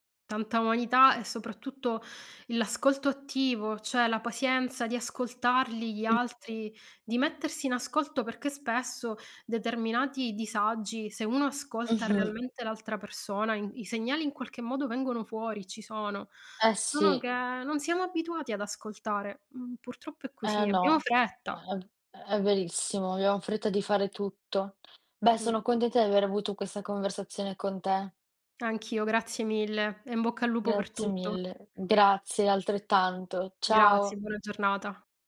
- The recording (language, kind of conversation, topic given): Italian, unstructured, Secondo te, perché molte persone nascondono la propria tristezza?
- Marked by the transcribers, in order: "pazienza" said as "pasienza"